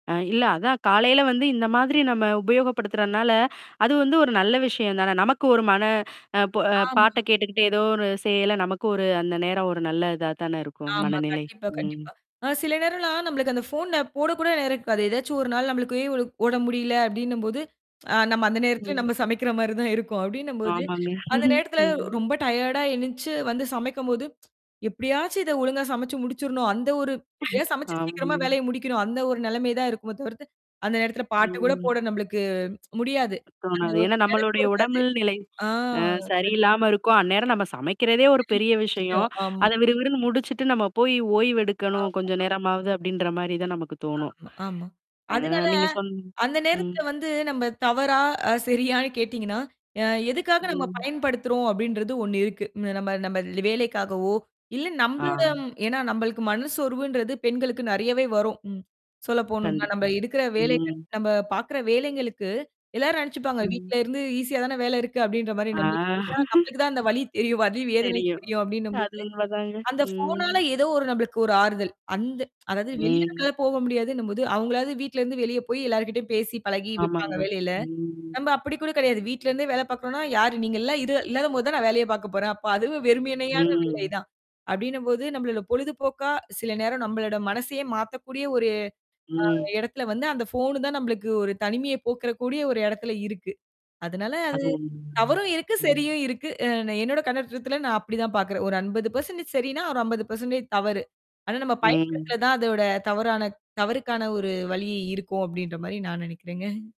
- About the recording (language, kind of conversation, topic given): Tamil, podcast, காலையில் எழுந்தவுடன் முதலில் கைப்பேசியைப் பார்ப்பது நல்ல பழக்கமா?
- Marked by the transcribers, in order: mechanical hum; tsk; tapping; chuckle; in English: "டயர்டா"; "எழுந்து" said as "எனிச்சு"; tsk; other noise; static; distorted speech; other background noise; tsk; "உடல் நிலை" said as "உடம்பில் நிலை"; drawn out: "ஆ"; laughing while speaking: "சரியான்னு?"; unintelligible speech; drawn out: "ஆ"; chuckle; background speech; tsk; "வெறுமையான" said as "வெறுமேமையான"; drawn out: "ம்"; laughing while speaking: "நெனைக்கிறேங்க"